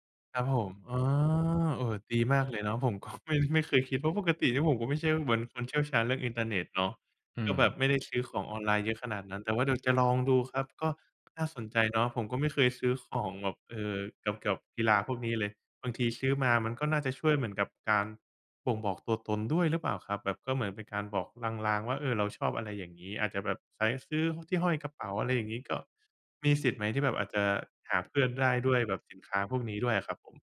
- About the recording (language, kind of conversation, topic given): Thai, advice, คุณเคยซ่อนความชอบที่ไม่เหมือนคนอื่นเพื่อให้คนรอบตัวคุณยอมรับอย่างไร?
- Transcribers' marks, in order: none